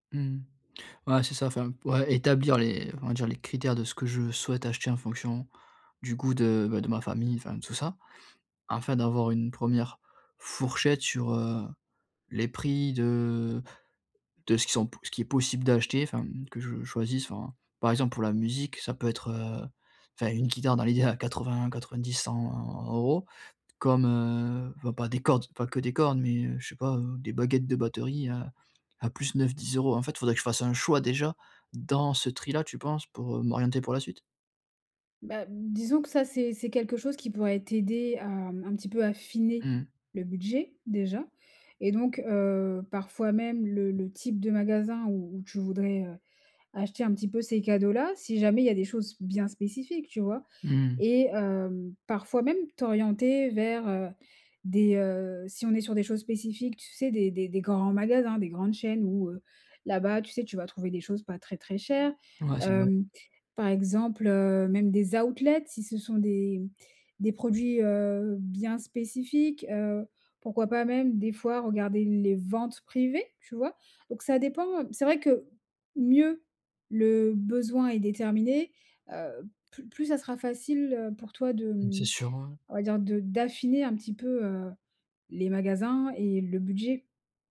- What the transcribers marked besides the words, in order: stressed: "affiner"; tapping; in English: "outlets"; stressed: "outlets"
- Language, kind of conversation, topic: French, advice, Comment puis-je acheter des vêtements ou des cadeaux ce mois-ci sans dépasser mon budget ?